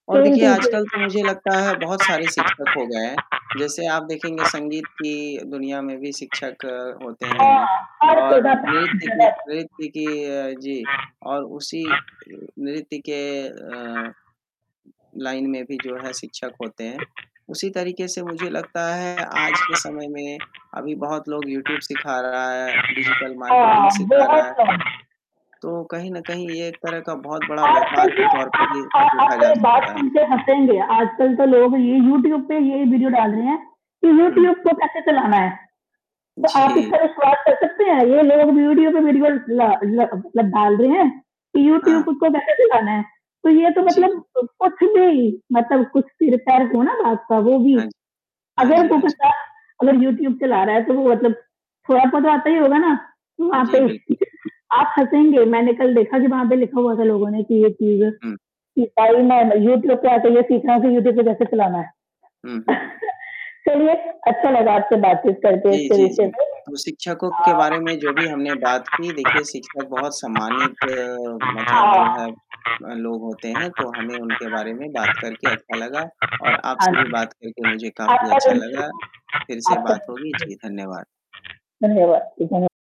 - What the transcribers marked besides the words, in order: static; in English: "सेम"; other background noise; background speech; unintelligible speech; in English: "लाइन"; distorted speech; in English: "डिजिटल मार्केटिंग"; laughing while speaking: "जी"; chuckle; chuckle
- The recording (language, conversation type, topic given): Hindi, unstructured, शिक्षकों की आपके जीवन में क्या भूमिका होती है?